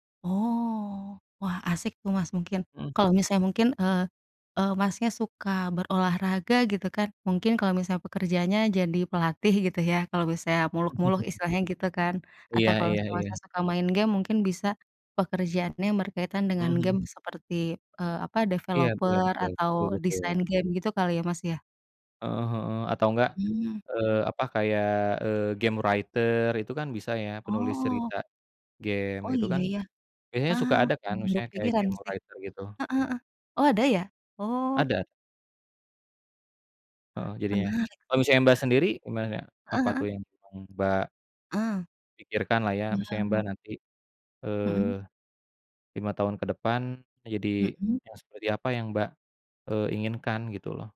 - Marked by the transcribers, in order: chuckle; tapping; in English: "game writer"; in English: "game writer"; chuckle
- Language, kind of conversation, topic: Indonesian, unstructured, Bagaimana kamu membayangkan hidupmu lima tahun ke depan?